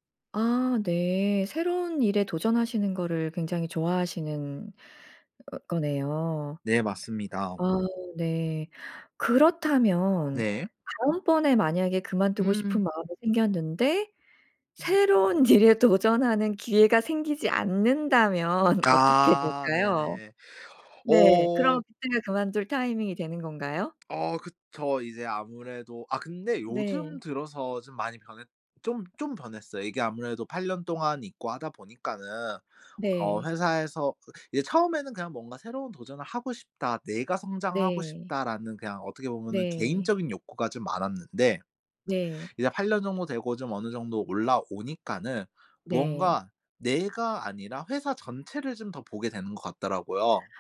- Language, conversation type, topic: Korean, podcast, 직장을 그만둘지 고민할 때 보통 무엇을 가장 먼저 고려하나요?
- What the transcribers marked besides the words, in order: other background noise; laughing while speaking: "일에"; laughing while speaking: "않는다면"; tapping